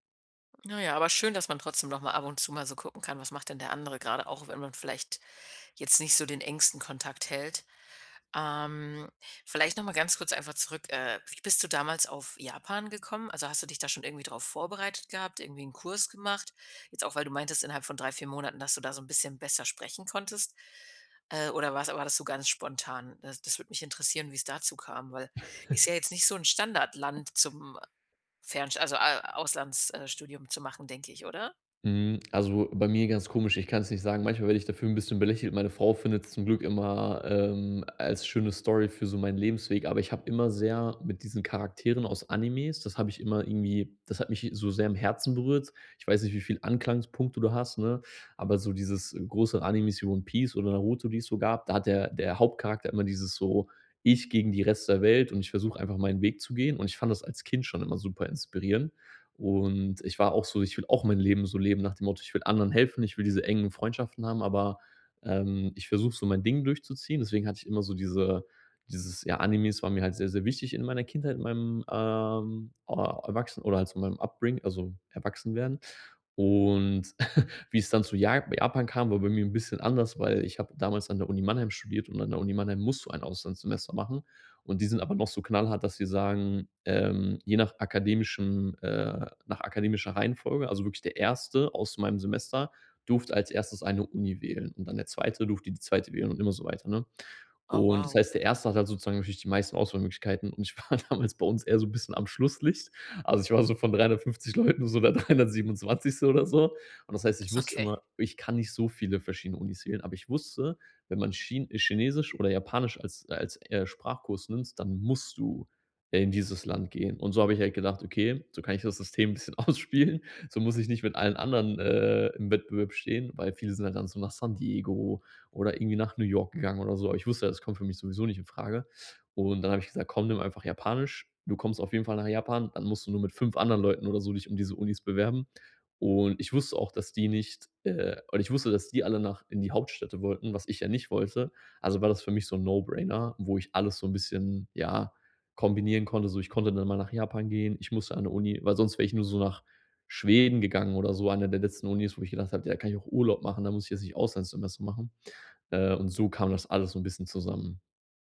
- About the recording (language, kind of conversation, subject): German, podcast, Was war deine bedeutendste Begegnung mit Einheimischen?
- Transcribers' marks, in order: chuckle; "Anklagepunkte" said as "Anklangspunkte"; in English: "upbring"; chuckle; laughing while speaking: "war damals"; laughing while speaking: "der dreihundertsiebenundzwanzigste"; stressed: "musst"; chuckle; laughing while speaking: "ausspielen"; in English: "No-Brainer"